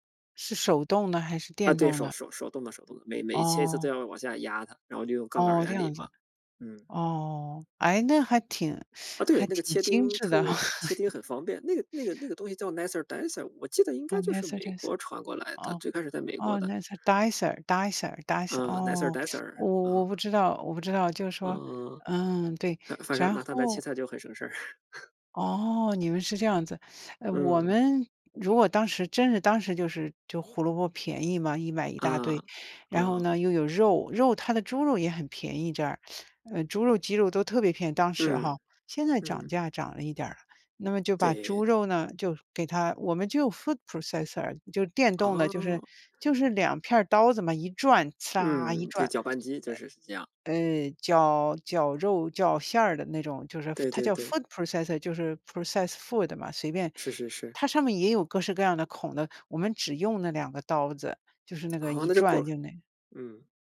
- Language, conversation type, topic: Chinese, unstructured, 你最喜欢的家常菜是什么？
- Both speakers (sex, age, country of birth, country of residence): female, 60-64, China, United States; male, 35-39, China, Germany
- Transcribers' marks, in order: laughing while speaking: "哈"; laugh; other background noise; in English: "nicer dicer"; in English: "Nicer Dicer"; in English: "nicer dicer dicer dicer"; in English: "Nicer Dicer"; chuckle; in English: "food processor"; in English: "food processor"; in English: "process food"